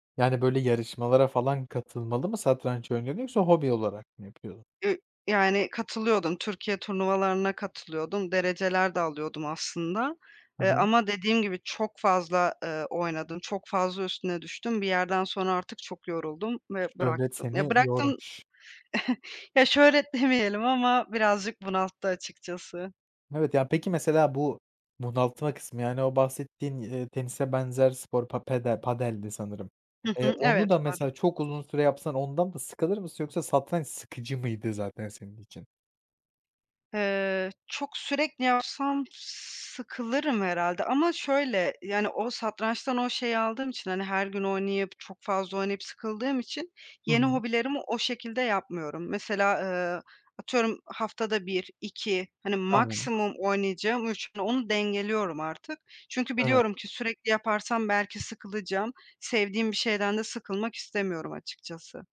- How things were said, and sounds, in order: chuckle
- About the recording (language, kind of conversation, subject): Turkish, podcast, Hobiler günlük stresi nasıl azaltır?